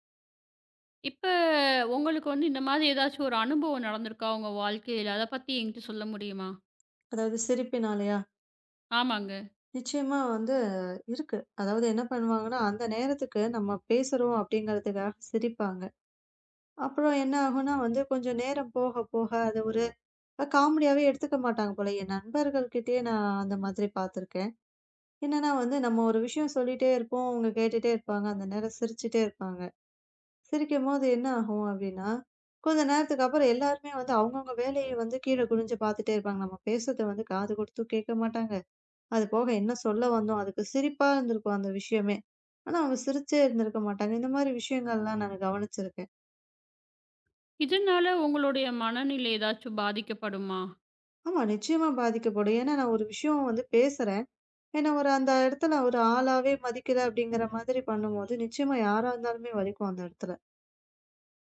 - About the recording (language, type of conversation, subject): Tamil, podcast, சிரித்துக்கொண்டிருக்கும் போது அந்தச் சிரிப்பு உண்மையானதா இல்லையா என்பதை நீங்கள் எப்படி அறிகிறீர்கள்?
- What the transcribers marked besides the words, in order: drawn out: "இப்ப"; drawn out: "வந்து"; other background noise; "நான்" said as "நாங்க"